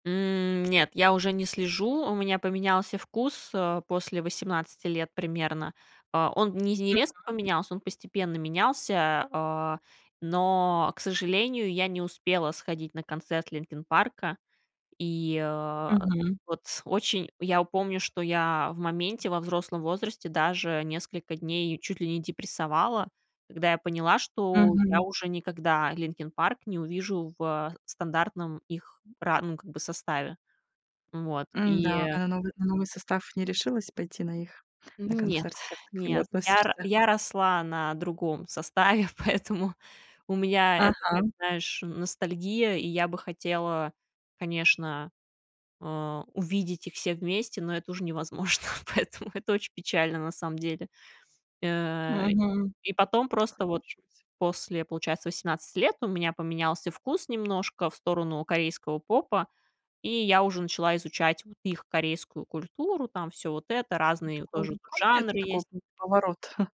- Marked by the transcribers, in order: tapping; other background noise; laughing while speaking: "составе, поэтому"; laughing while speaking: "невозможно, поэтому"; chuckle
- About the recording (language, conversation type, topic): Russian, podcast, Какая музыка формировала твой вкус в юности?